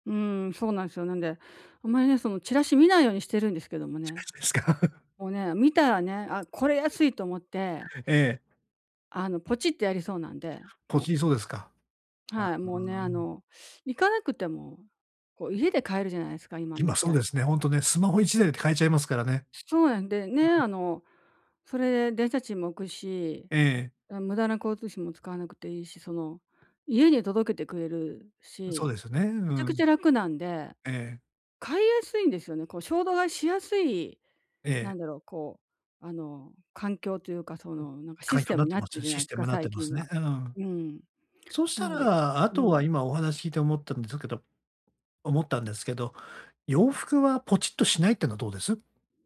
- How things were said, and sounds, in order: laughing while speaking: "ですか？"; laugh; other background noise; other noise
- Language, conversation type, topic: Japanese, advice, 衝動買いを抑える習慣づくり